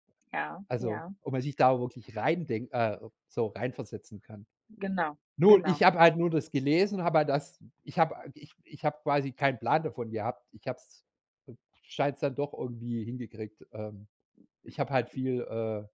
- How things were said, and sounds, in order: other background noise; unintelligible speech
- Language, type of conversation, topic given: German, podcast, Wie bist du zu deinem Beruf gekommen?